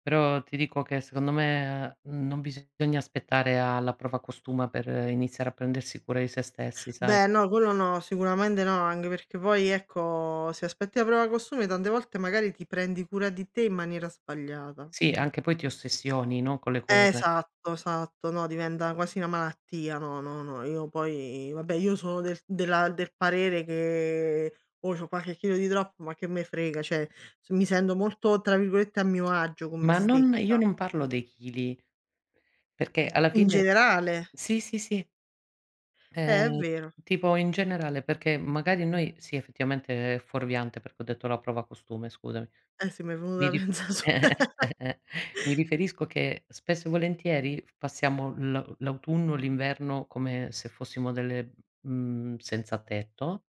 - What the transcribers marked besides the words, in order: tapping; unintelligible speech; "cioè" said as "ceh"; laughing while speaking: "pensà su"; chuckle; laugh
- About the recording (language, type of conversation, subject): Italian, unstructured, Che cosa significa per te prendersi cura di te stesso?
- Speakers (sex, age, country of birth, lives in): female, 30-34, Italy, Italy; female, 40-44, Italy, Italy